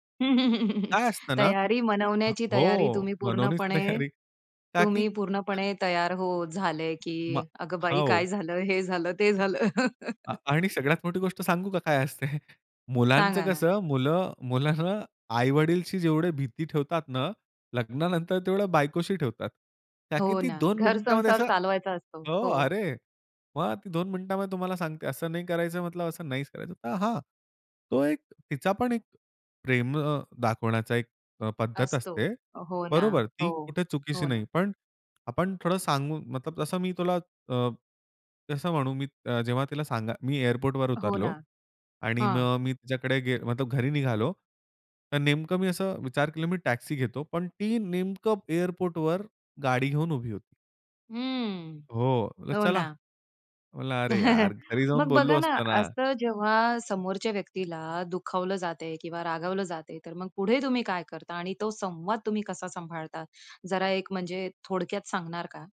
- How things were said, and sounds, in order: chuckle; other noise; laughing while speaking: "तयारी"; chuckle; chuckle; other background noise; tapping; chuckle
- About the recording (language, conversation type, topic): Marathi, podcast, सत्य बोलताना भीती वाटत असेल तर काय करावे?